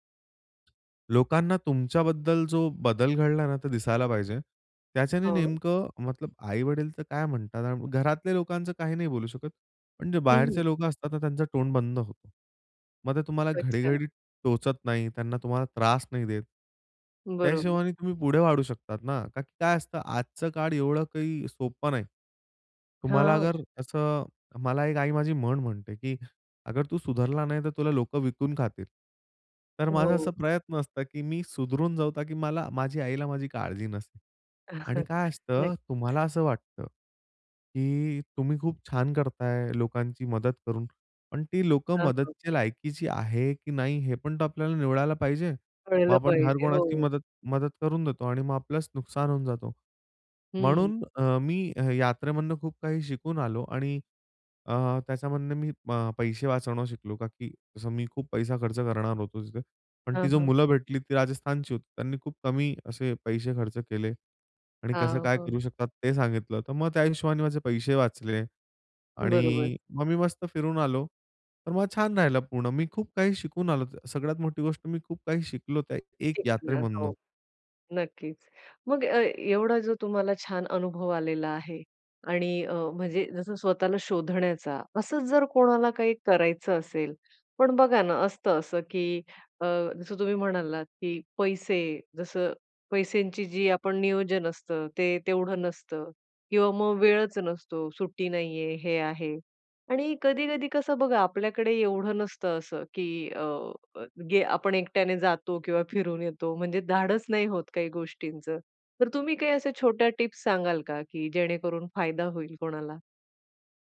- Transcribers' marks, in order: other background noise; tapping; chuckle
- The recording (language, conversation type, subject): Marathi, podcast, प्रवासात तुम्हाला स्वतःचा नव्याने शोध लागण्याचा अनुभव कसा आला?